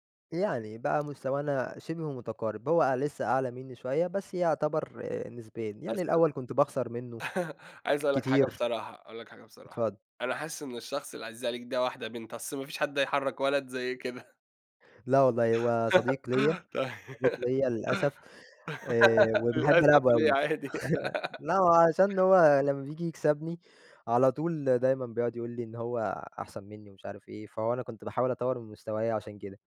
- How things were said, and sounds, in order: tapping; chuckle; laughing while speaking: "كده"; chuckle; laughing while speaking: "طي للأسف ليه عادي!"; giggle; chuckle; giggle; other background noise
- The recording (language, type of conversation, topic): Arabic, podcast, إزاي بتنظم وقتك بين شغلك وهواياتك؟